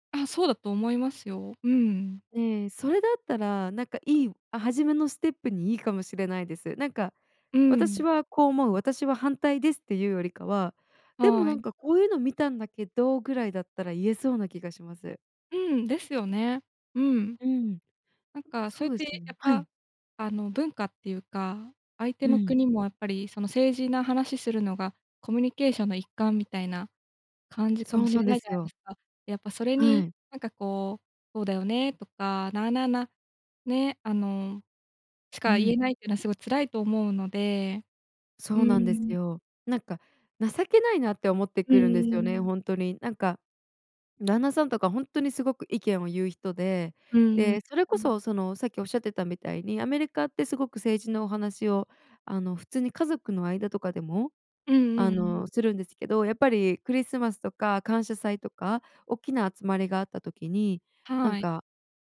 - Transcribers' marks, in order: none
- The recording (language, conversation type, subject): Japanese, advice, 自分の意見を言うのが怖くて黙ってしまうとき、どうしたらいいですか？